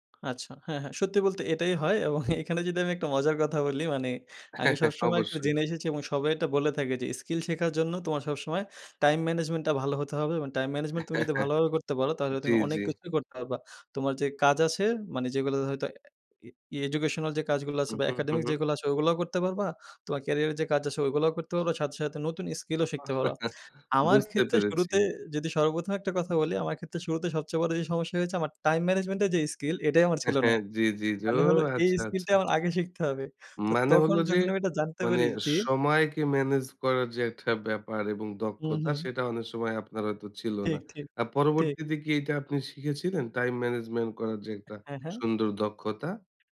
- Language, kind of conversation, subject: Bengali, podcast, নতুন দক্ষতা শেখা কীভাবে কাজকে আরও আনন্দদায়ক করে তোলে?
- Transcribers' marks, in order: other background noise; laughing while speaking: "এবং"; chuckle; in English: "time management"; in English: "time management"; chuckle; in English: "educational"; in English: "academic"; chuckle; tapping; in English: "time management"; laughing while speaking: "হ্যা, হ্যা"; in English: "time management"